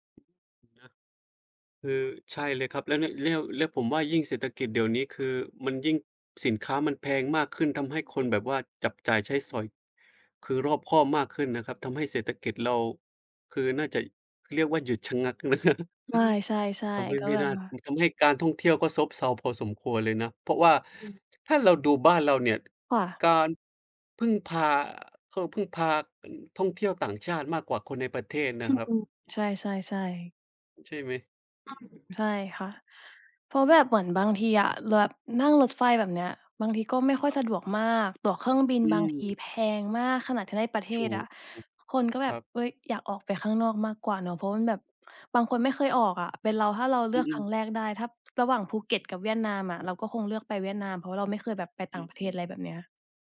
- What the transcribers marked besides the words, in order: laughing while speaking: "นะ"; chuckle; other background noise
- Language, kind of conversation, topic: Thai, unstructured, สถานที่ไหนที่ทำให้คุณรู้สึกทึ่งมากที่สุด?